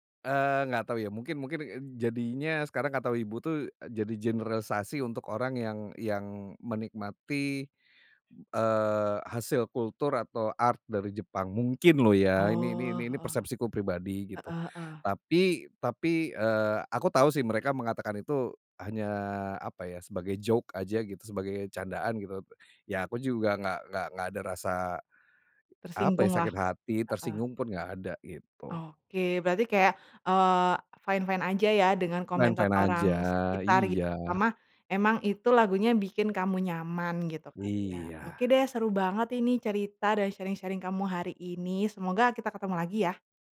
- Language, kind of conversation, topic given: Indonesian, podcast, Lagu apa yang memperkenalkan kamu pada genre musik baru?
- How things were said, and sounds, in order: in English: "art"; in English: "joke"; in English: "fine-fine"; in English: "Fine, fine"; in English: "sharing-sharing"